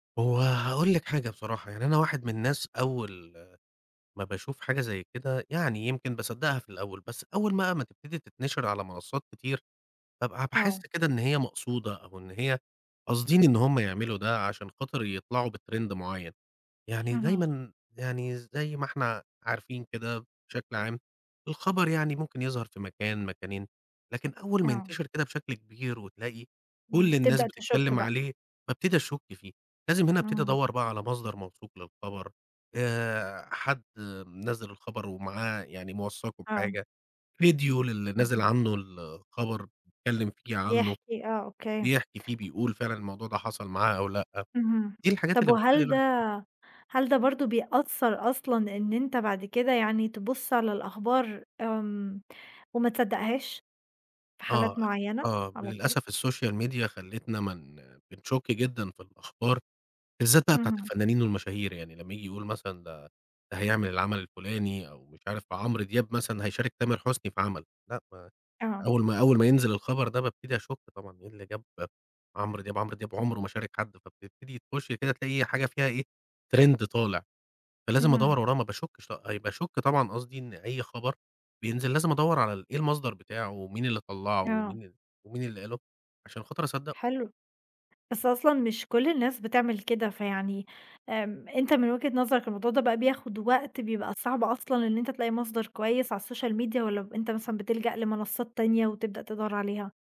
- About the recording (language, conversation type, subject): Arabic, podcast, إيه دور السوشال ميديا في شهرة الفنانين من وجهة نظرك؟
- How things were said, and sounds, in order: in English: "بTrend"; tapping; in English: "الSocial Media"; in English: "Trend"; in English: "الSocial Media"